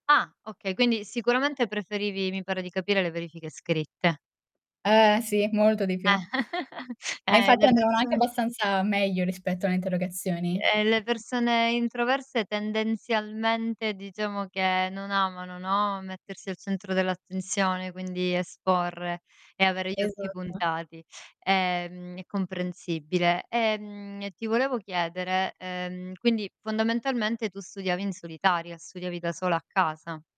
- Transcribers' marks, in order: tapping; chuckle; distorted speech; other background noise
- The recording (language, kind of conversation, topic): Italian, podcast, Qual è stato il metodo di studio che ti ha davvero aiutato?